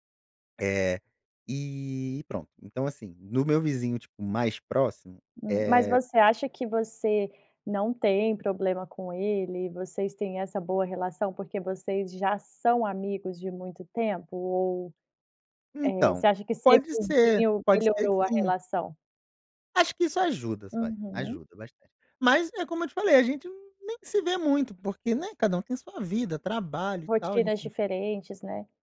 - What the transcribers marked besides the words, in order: other noise
- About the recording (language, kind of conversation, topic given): Portuguese, podcast, O que significa ser um bom vizinho hoje?